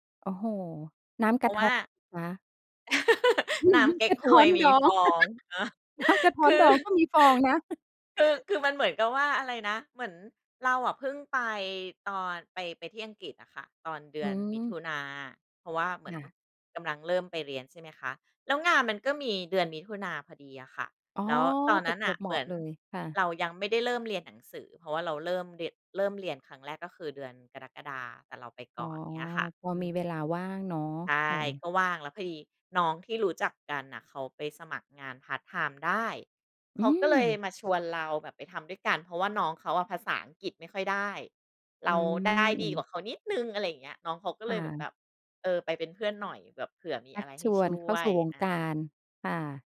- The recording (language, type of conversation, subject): Thai, podcast, พาเหรดหรือกิจกรรมไพรด์มีความหมายอย่างไรสำหรับคุณ?
- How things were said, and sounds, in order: laugh; laughing while speaking: "น้ำกระท้อนดองก็มีฟองนะ"; laughing while speaking: "คือ"; chuckle